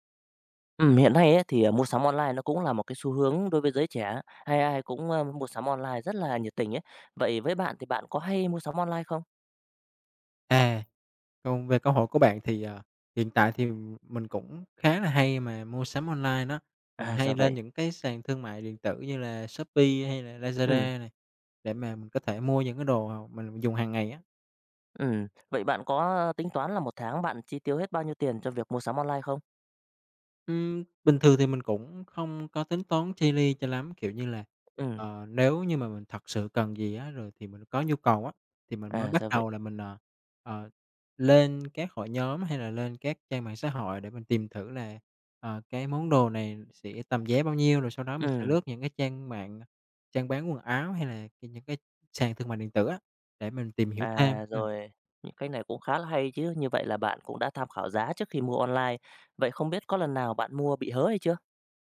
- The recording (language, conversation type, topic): Vietnamese, podcast, Bạn có thể chia sẻ một trải nghiệm mua sắm trực tuyến đáng nhớ của mình không?
- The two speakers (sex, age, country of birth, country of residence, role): male, 25-29, Vietnam, Vietnam, guest; male, 35-39, Vietnam, Vietnam, host
- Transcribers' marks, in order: other background noise; tapping